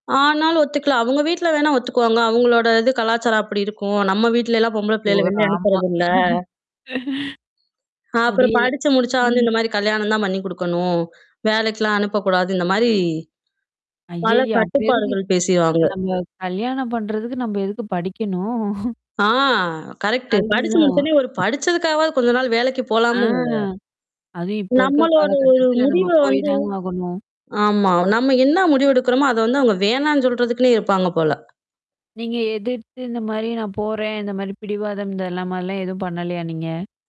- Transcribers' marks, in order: other background noise; static; distorted speech; laugh; tapping; "பேசுவாங்க" said as "பேசிவாங்க"; drawn out: "படிக்கணும்?"; chuckle; "அதுதான்" said as "அஜ்தான்"; drawn out: "ஆ"; background speech; other noise; "மாரிலாம்" said as "மாலா"
- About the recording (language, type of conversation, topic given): Tamil, podcast, சுயவெளிப்பாட்டில் குடும்பப் பாரம்பரியம் எவ்வாறு பாதிப்பை ஏற்படுத்துகிறது?